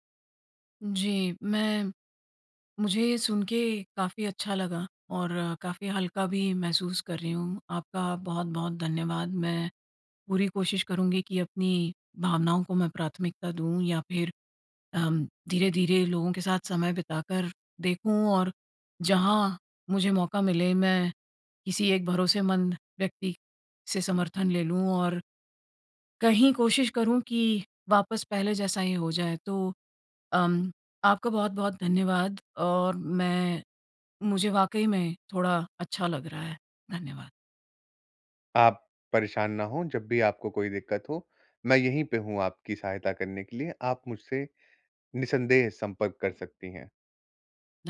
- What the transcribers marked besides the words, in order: none
- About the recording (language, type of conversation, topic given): Hindi, advice, ब्रेकअप के बाद मित्र समूह में मुझे किसका साथ देना चाहिए?